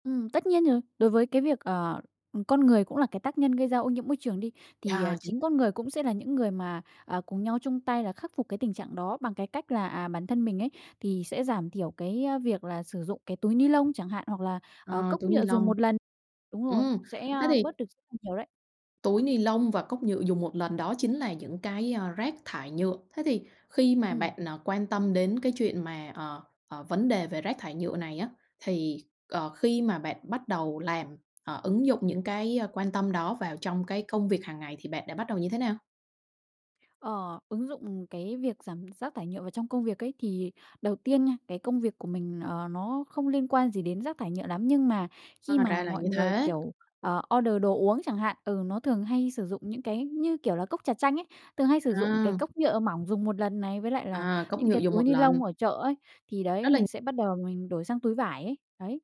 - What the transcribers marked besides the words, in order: tapping; unintelligible speech
- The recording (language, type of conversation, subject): Vietnamese, podcast, Bạn nghĩ sao về việc giảm rác thải nhựa trong sinh hoạt hằng ngày?